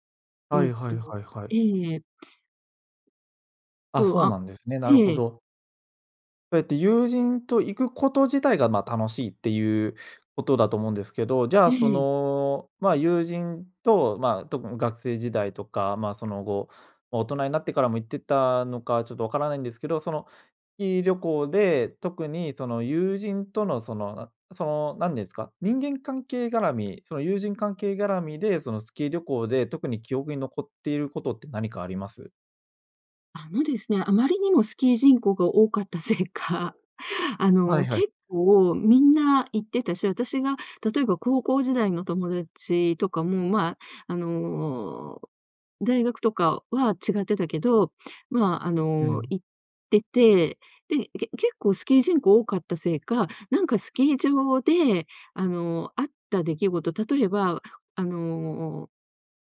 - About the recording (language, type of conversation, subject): Japanese, podcast, その趣味を始めたきっかけは何ですか？
- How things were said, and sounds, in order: none